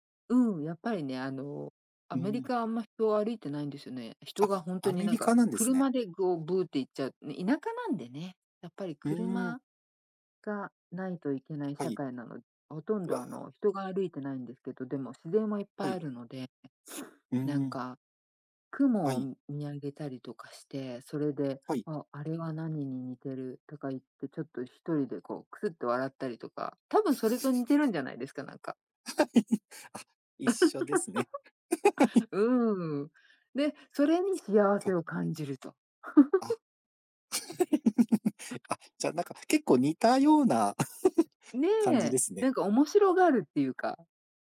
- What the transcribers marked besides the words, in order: sniff; chuckle; laughing while speaking: "はい"; giggle; laughing while speaking: "はい"; giggle; other background noise; giggle
- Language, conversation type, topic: Japanese, unstructured, 幸せを感じるのはどんなときですか？